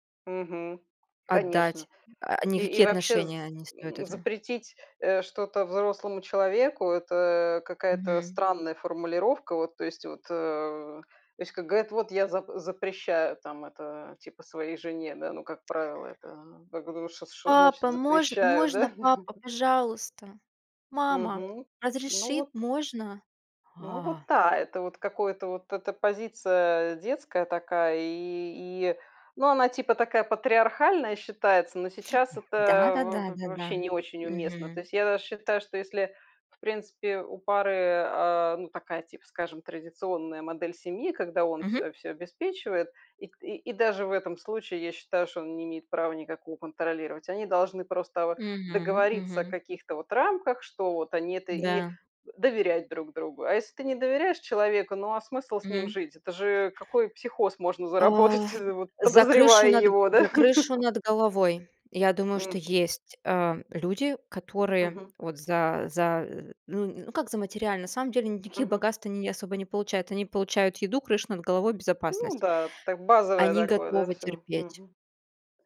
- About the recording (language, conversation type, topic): Russian, unstructured, Как ты относишься к контролю в отношениях?
- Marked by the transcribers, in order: put-on voice: "Папа, можно, можно папа, пожалуйста? Мама, разреши, можно?"; chuckle; other background noise; laugh; tapping